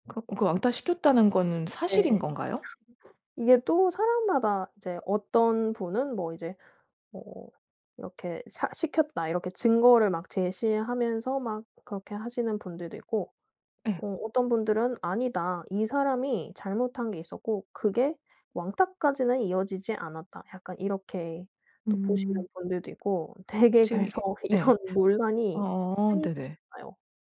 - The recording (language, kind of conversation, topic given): Korean, podcast, 좋아하는 유튜브 채널이나 크리에이터는 누구인가요?
- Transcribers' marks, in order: tapping; laughing while speaking: "되게 그래서 이런"; other background noise